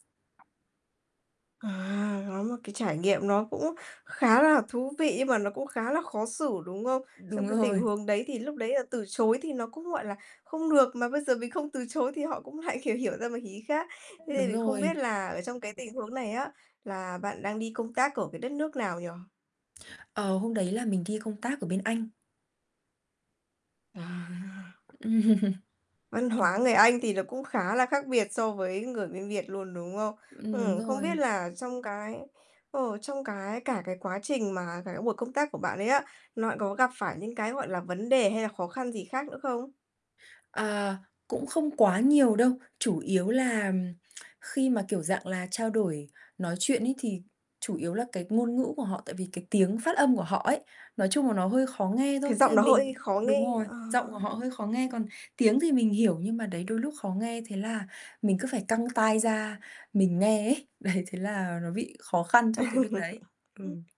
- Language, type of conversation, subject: Vietnamese, podcast, Bạn đã bao giờ cảm thấy khó xử khi đứng giữa hai nền văn hóa chưa?
- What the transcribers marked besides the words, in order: tapping; static; other background noise; chuckle; distorted speech; laughing while speaking: "Đấy"; chuckle